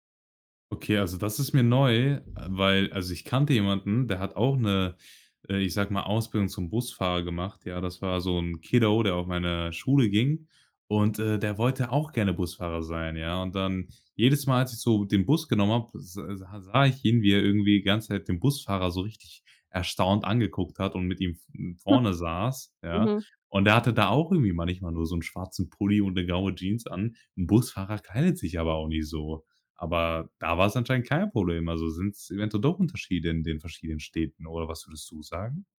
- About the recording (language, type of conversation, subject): German, podcast, Kannst du von einem Misserfolg erzählen, der dich weitergebracht hat?
- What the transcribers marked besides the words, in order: in English: "Kiddo"; chuckle